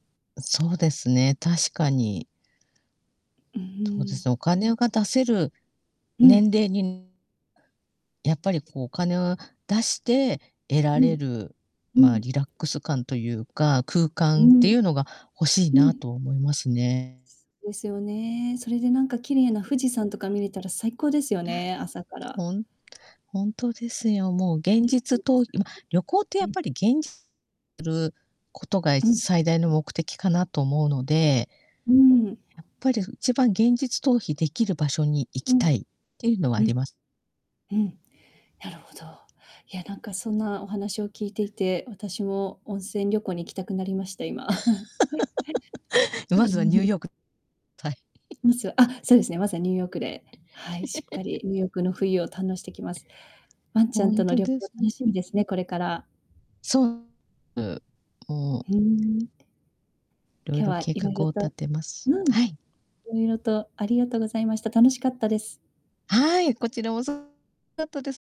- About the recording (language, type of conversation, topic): Japanese, unstructured, 家族と旅行に行くなら、どこに行きたいですか？
- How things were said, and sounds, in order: static; distorted speech; other background noise; unintelligible speech; laugh; chuckle; laugh; chuckle; unintelligible speech